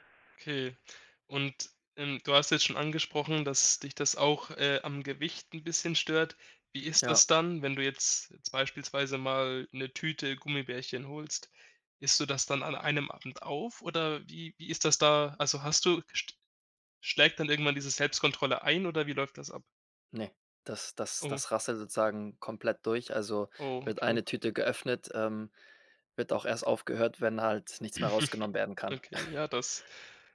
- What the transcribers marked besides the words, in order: tapping; chuckle; snort
- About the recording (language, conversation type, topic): German, advice, Wie kann ich verhindern, dass ich abends ständig zu viel nasche und die Kontrolle verliere?